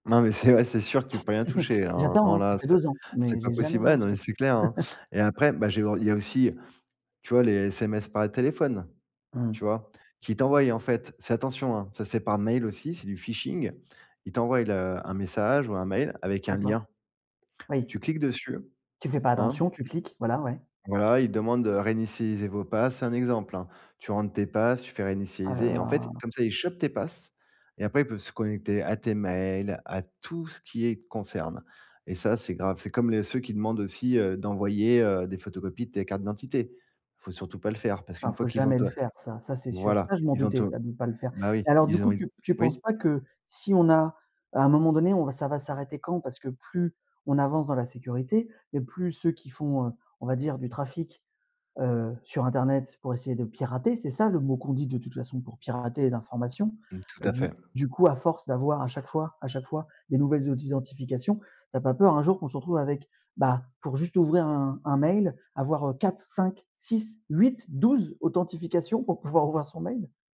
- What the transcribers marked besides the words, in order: chuckle; chuckle; other background noise; in English: "pass"; in English: "pass"; in English: "pass"
- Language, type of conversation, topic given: French, podcast, Comment gères-tu tes mots de passe et ta sécurité en ligne ?